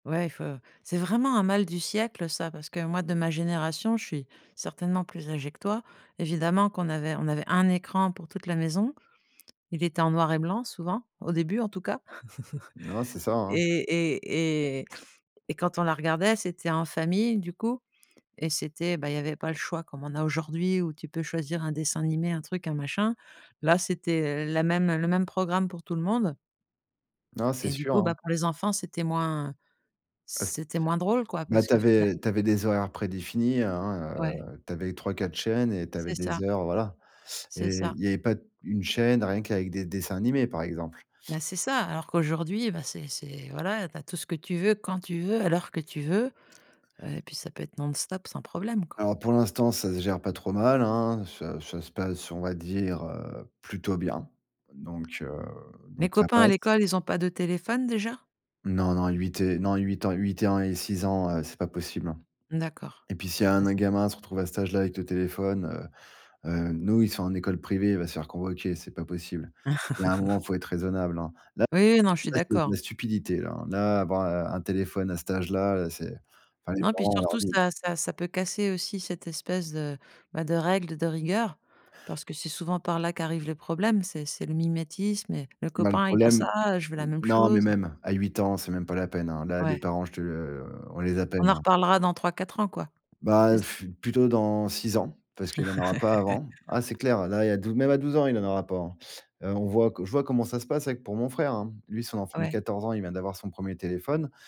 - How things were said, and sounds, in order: chuckle; tapping; laugh; "appelle" said as "appene"; scoff; laugh
- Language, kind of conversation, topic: French, podcast, Comment parler des écrans et du temps d’écran en famille ?